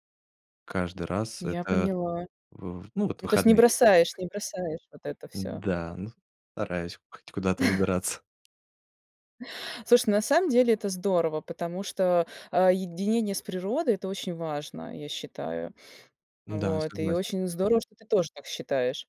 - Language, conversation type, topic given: Russian, podcast, Что для тебя важнее: отдых или лёгкая активность?
- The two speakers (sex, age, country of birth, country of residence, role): female, 40-44, Russia, Portugal, host; male, 30-34, Russia, Spain, guest
- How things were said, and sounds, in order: laughing while speaking: "выбираться"; chuckle